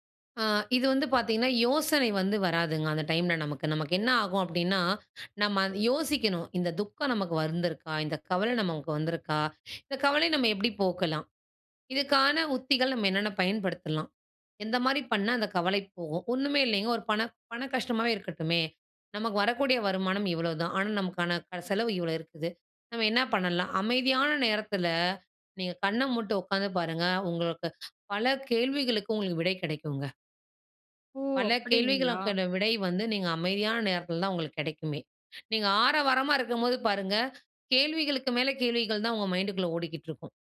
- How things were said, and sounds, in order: in English: "மைண்டுக்குள்ள"
- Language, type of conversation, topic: Tamil, podcast, கவலைகள் தூக்கத்தை கெடுக்கும் பொழுது நீங்கள் என்ன செய்கிறீர்கள்?